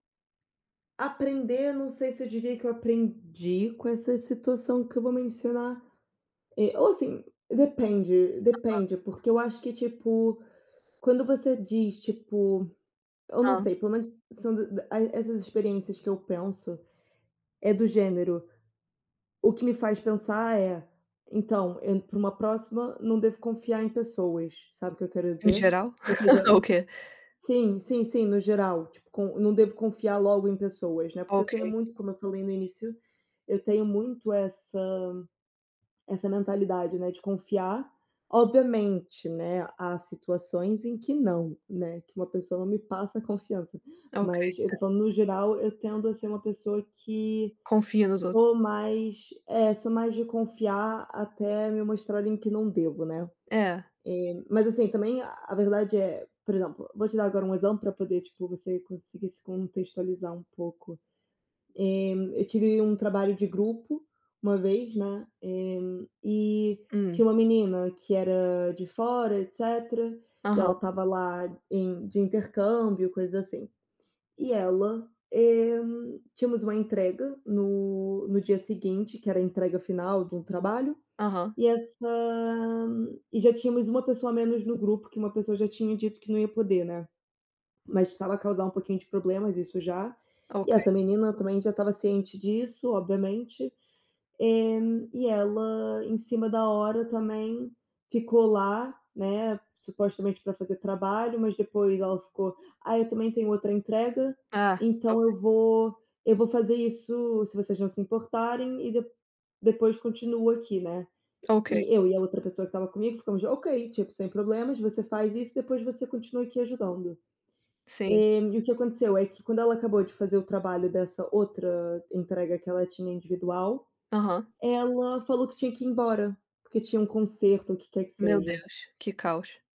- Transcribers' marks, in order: laugh
- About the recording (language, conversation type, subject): Portuguese, unstructured, O que faz alguém ser uma pessoa confiável?